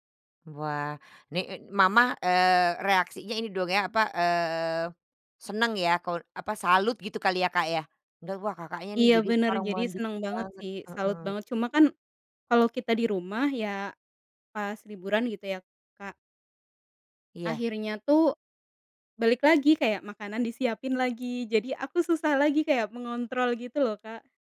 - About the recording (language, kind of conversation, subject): Indonesian, podcast, Ceritakan satu momen yang paling mengubah hidupmu dan bagaimana kejadiannya?
- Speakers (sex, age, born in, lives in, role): female, 30-34, Indonesia, Indonesia, guest; female, 50-54, Indonesia, Netherlands, host
- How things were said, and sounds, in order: none